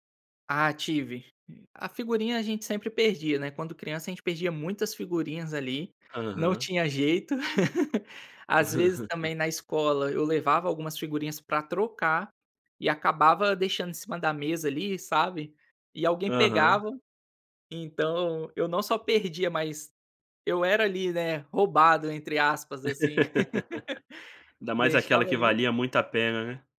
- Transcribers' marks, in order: chuckle; laugh; laugh
- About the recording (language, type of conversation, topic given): Portuguese, podcast, Que coleção de figurinhas ou cards você guardou como ouro?